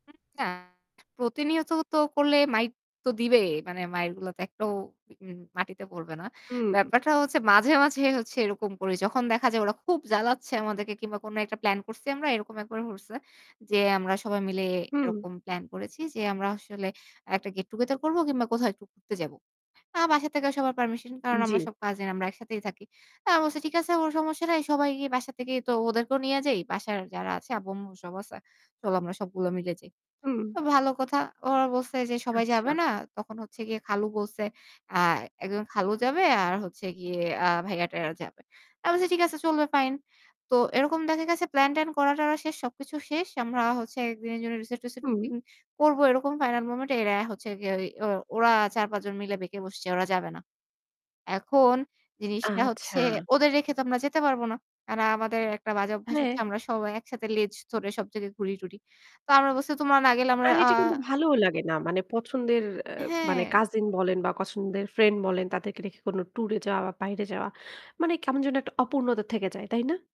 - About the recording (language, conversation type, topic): Bengali, podcast, পরিবারের সবাই মিলে বাড়িতে দেখা কোন সিনেমাটা আজও আপনাকে নাড়া দেয়?
- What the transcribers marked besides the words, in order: static; distorted speech; in English: "গেট টুগেদার"; tapping; other background noise